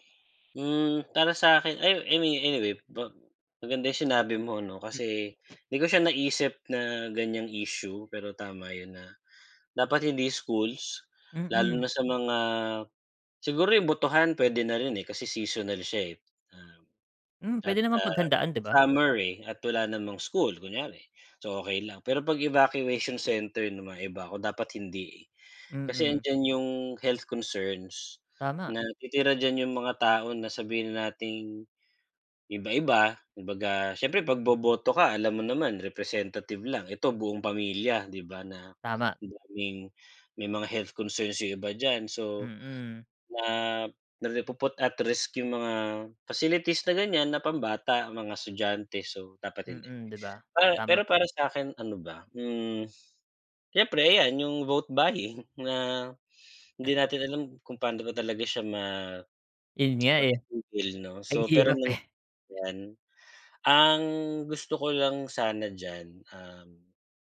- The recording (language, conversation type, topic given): Filipino, unstructured, Ano ang palagay mo sa sistema ng halalan sa bansa?
- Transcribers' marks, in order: tapping; tongue click; laughing while speaking: "eh"; unintelligible speech